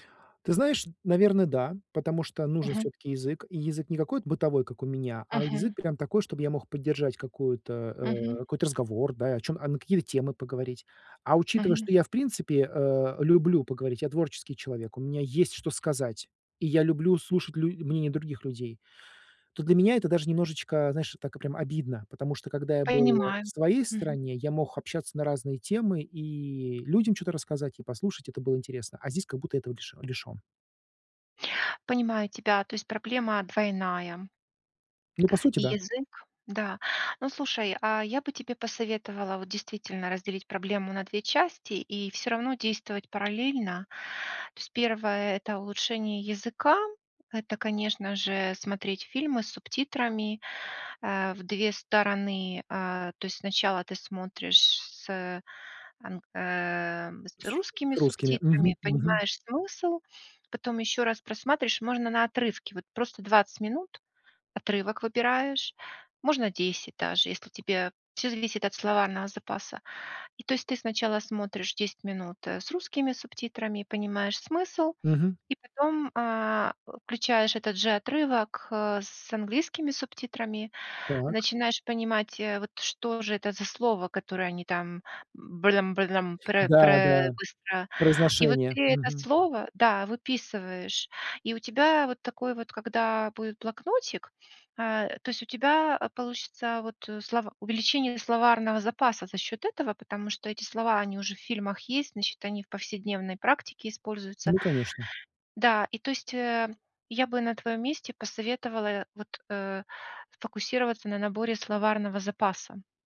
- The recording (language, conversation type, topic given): Russian, advice, Как мне легче заводить друзей в новой стране и в другой культуре?
- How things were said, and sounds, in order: none